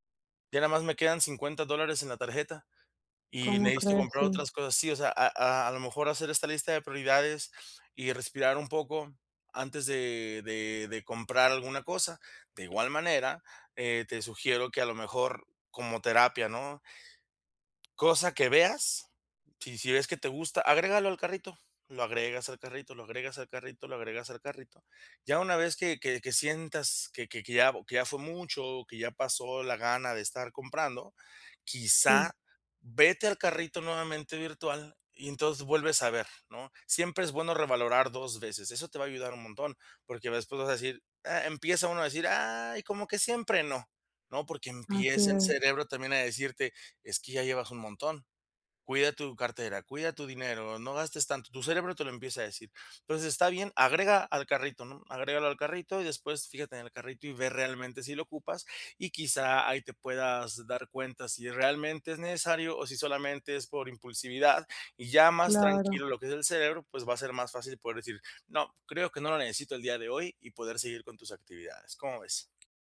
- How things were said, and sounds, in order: other background noise; tapping
- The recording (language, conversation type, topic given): Spanish, advice, ¿Cómo puedo comprar sin caer en compras impulsivas?